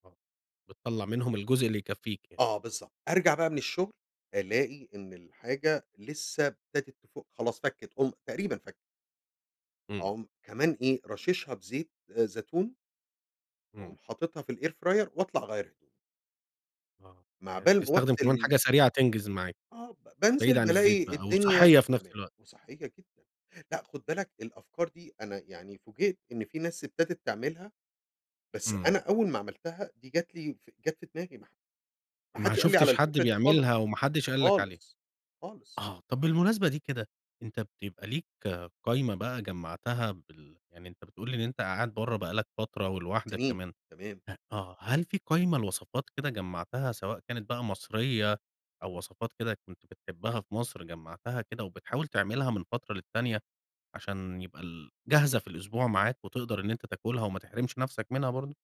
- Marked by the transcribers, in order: in English: "الair fryer"; unintelligible speech
- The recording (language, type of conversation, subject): Arabic, podcast, إزاي بتخطط لوجبات الأسبوع؟